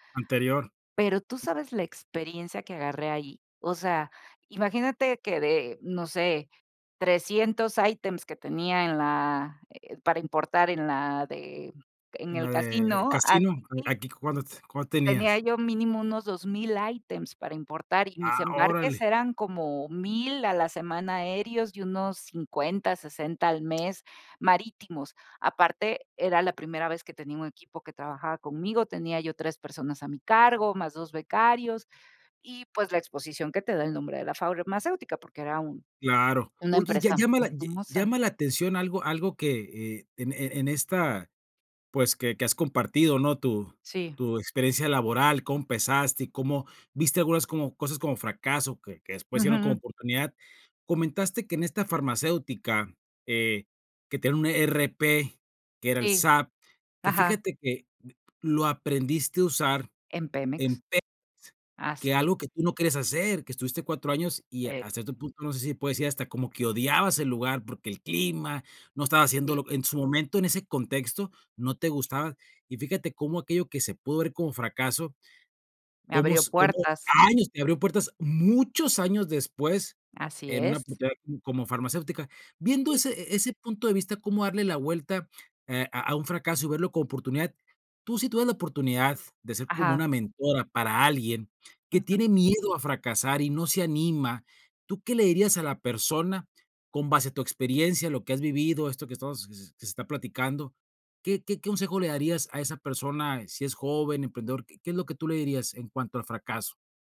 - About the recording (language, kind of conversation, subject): Spanish, podcast, ¿Cuándo aprendiste a ver el fracaso como una oportunidad?
- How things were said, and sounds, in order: other background noise; unintelligible speech